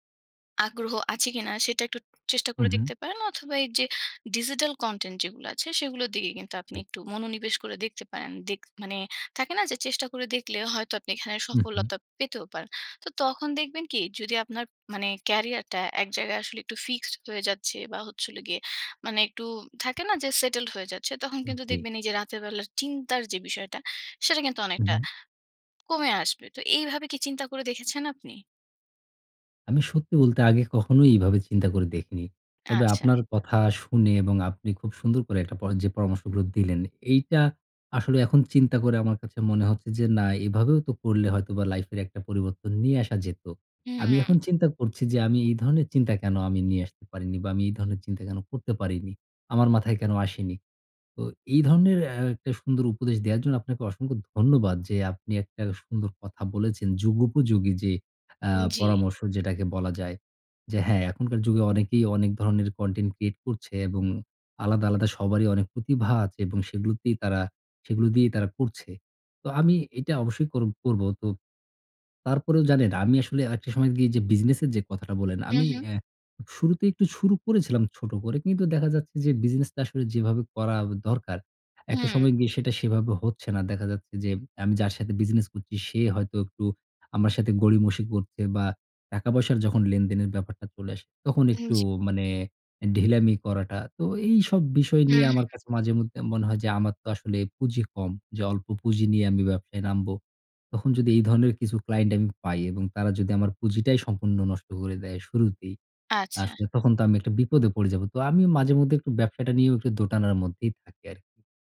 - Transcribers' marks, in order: in English: "ডিজিটাল কনটেন্ট"; in English: "ফিক্সড"; in English: "সেটেলড"; in English: "কনটেন্ট ক্রিয়েট"
- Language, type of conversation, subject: Bengali, advice, রাতে চিন্তায় ভুগে ঘুমাতে না পারার সমস্যাটি আপনি কীভাবে বর্ণনা করবেন?